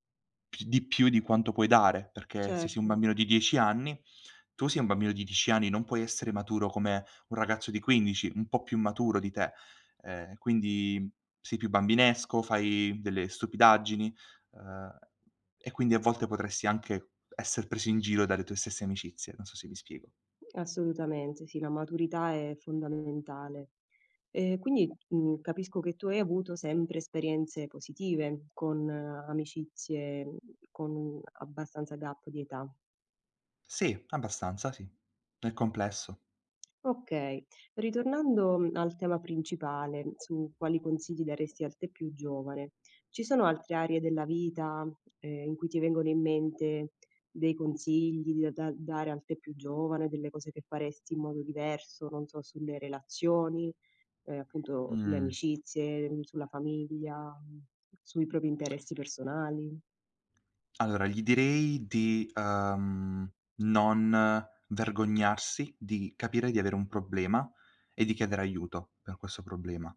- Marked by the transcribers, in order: tapping; in English: "gap"; other background noise; "propri" said as "propi"; tongue click
- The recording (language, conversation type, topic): Italian, podcast, Quale consiglio daresti al tuo io più giovane?